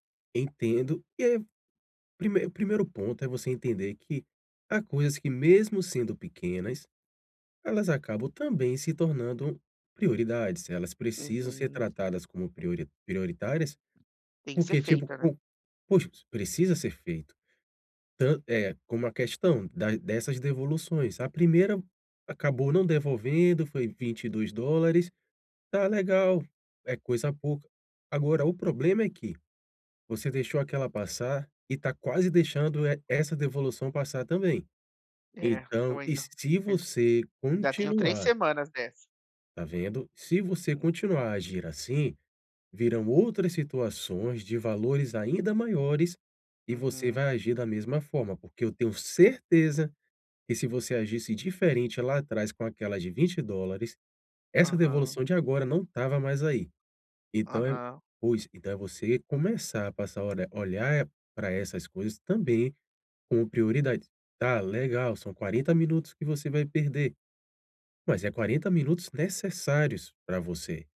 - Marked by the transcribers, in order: tapping
- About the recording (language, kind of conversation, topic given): Portuguese, advice, Como posso evitar a procrastinação diária?